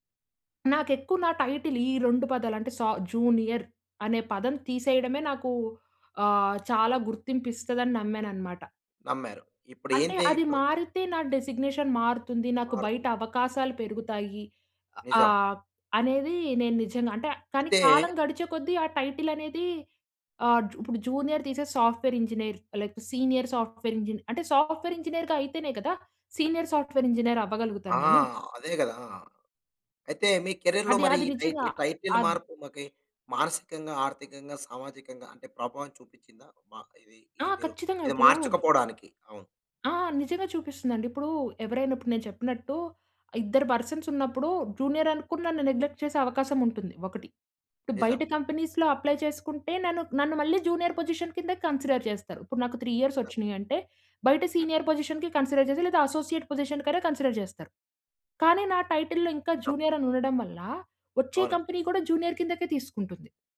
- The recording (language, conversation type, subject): Telugu, podcast, ఉద్యోగ హోదా మీకు ఎంత ప్రాముఖ్యంగా ఉంటుంది?
- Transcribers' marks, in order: in English: "టైటిల్"; in English: "డిజిగ్నేషన్"; in English: "టైటిల్"; in English: "సాఫ్ట్‌వేర్ ఇంజనీర్"; in English: "సీనియర్ సాఫ్ట్‌వేర్ ఇంజనీర్"; in English: "సాఫ్ట్‌వేర్ ఇంజనీర్‌గా"; in English: "సీనియర్ సాఫ్ట్‌వేర్ ఇంజనీర్"; in English: "కేరియర్‌లో"; in English: "టైటిల్"; "మార్పుకి" said as "మార్పుమకి"; in English: "పర్సన్స్"; in English: "జూనియర్"; in English: "నెగ్లెక్ట్"; in English: "కంపెనీస్‌లో అప్లై"; in English: "జూనియర్ పొజిషన్"; in English: "కన్సిడర్"; in English: "త్రీ ఇయర్స్"; in English: "సీనియర్ పొజిషన్‌కి కన్సిడర్"; in English: "అసోసియేట్ పొజిషన్"; in English: "కన్సిడర్"; in English: "టైటిల్‌లో"; in English: "జూనియర్"; in English: "కంపెనీ"; in English: "జూనియర్"